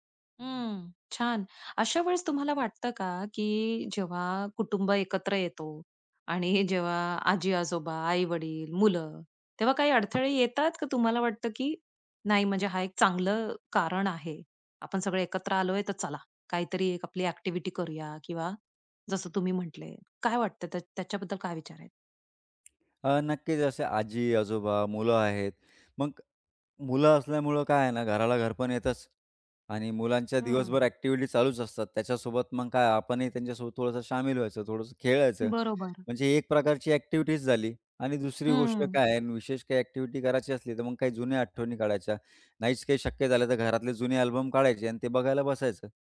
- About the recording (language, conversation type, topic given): Marathi, podcast, कुटुंबासाठी एकत्र वेळ घालवणे किती महत्त्वाचे आहे?
- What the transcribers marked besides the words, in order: laughing while speaking: "आणि"; other background noise; tapping